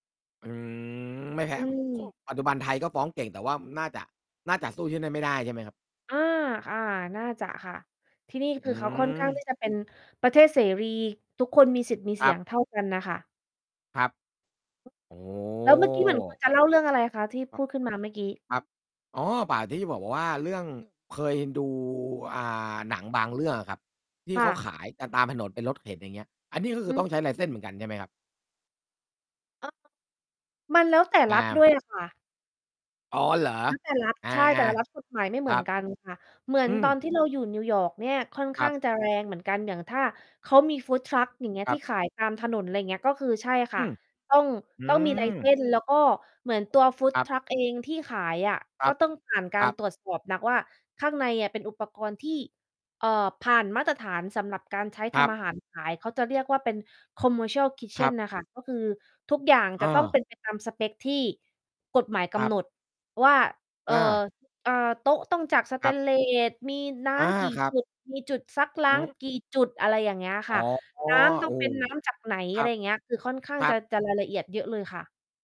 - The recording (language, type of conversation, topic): Thai, unstructured, คุณคิดว่าการกินข้าวกับเพื่อนหรือคนในครอบครัวช่วยเพิ่มความสุขได้ไหม?
- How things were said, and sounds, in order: drawn out: "อืม"; other background noise; distorted speech; drawn out: "โอ้"; tapping; in English: "license"; in English: "food truck"; in English: "license"; in English: "food truck"; in English: "commercial kitchen"